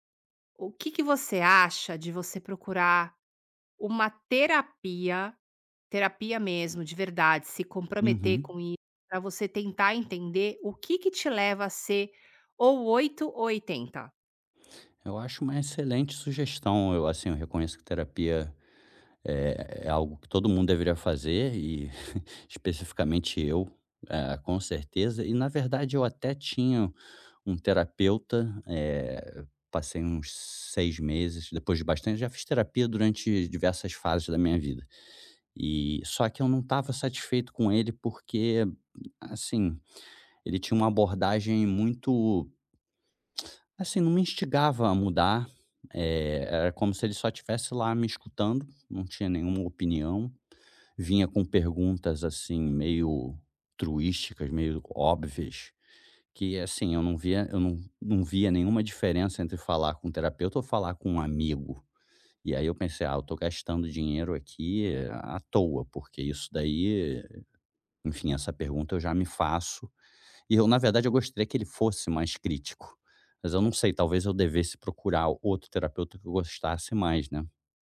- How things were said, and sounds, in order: other background noise; tapping; chuckle
- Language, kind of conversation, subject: Portuguese, advice, Como lidar com o medo de uma recaída após uma pequena melhora no bem-estar?